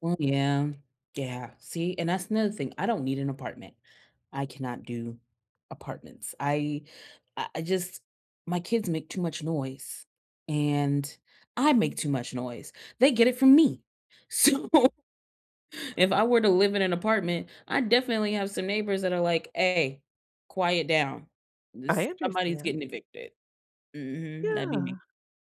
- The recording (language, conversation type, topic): English, unstructured, What is your favorite way to treat yourself without overspending?
- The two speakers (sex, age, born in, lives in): female, 30-34, United States, United States; female, 55-59, United States, United States
- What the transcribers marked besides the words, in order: stressed: "I"; laughing while speaking: "So"; tapping